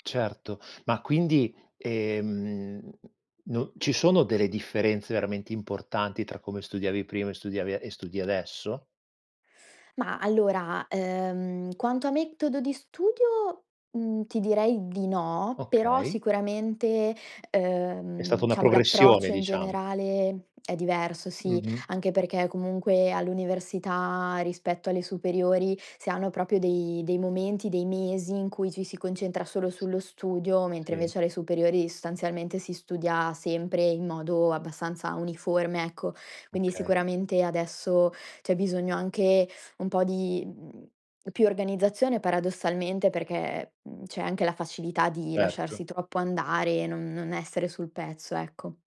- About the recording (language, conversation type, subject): Italian, podcast, Come costruire una buona routine di studio che funzioni davvero?
- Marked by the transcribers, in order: "diciamo" said as "ciamo"; other background noise